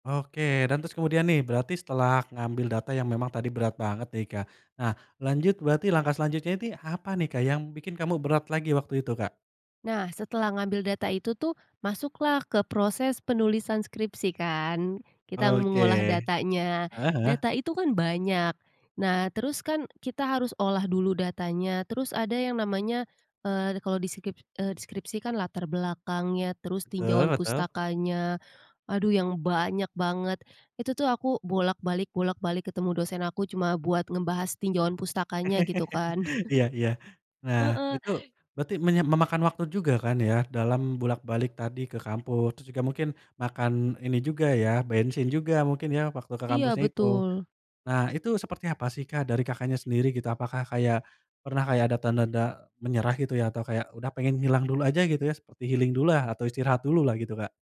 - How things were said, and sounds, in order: tapping; chuckle; chuckle; in English: "healing"
- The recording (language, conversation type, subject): Indonesian, podcast, Kapan kamu memilih istirahat daripada memaksakan diri?